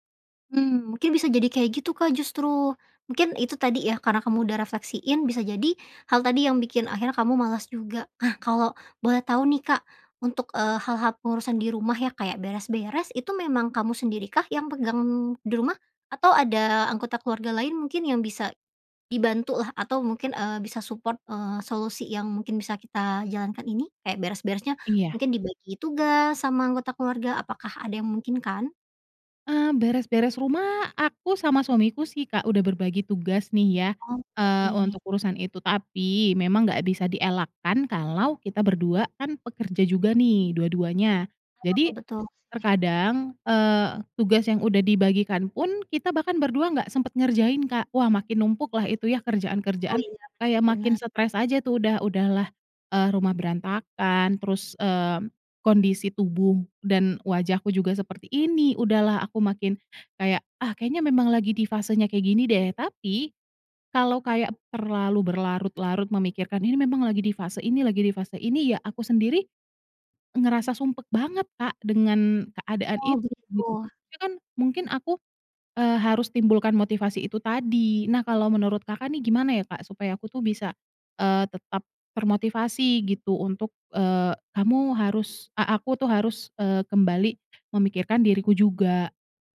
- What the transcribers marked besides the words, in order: in English: "support"; tapping; other background noise
- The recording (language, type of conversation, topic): Indonesian, advice, Bagaimana cara mengatasi rasa lelah dan hilang motivasi untuk merawat diri?